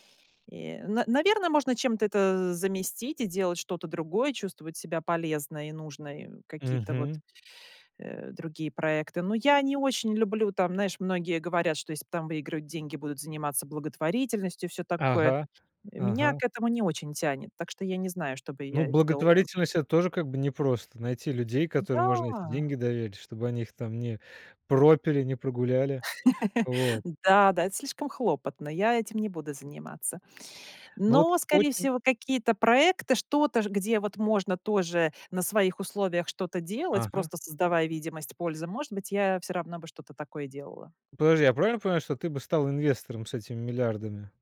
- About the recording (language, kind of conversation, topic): Russian, podcast, Что для тебя важнее — деньги или свобода?
- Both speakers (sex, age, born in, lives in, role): female, 40-44, Russia, Sweden, guest; male, 30-34, Russia, Germany, host
- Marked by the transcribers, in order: other background noise; tapping; drawn out: "Да"; laugh